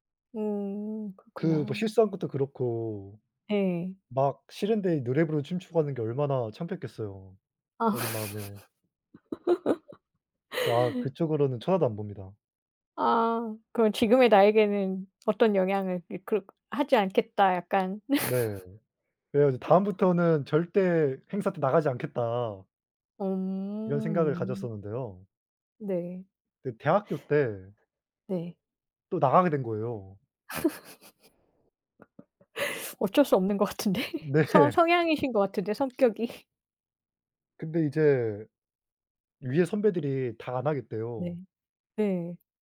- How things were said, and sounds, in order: laugh; other background noise; laugh; laugh; tapping; laughing while speaking: "같은데"; laughing while speaking: "네"; laughing while speaking: "성격이"
- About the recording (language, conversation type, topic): Korean, unstructured, 학교에서 가장 행복했던 기억은 무엇인가요?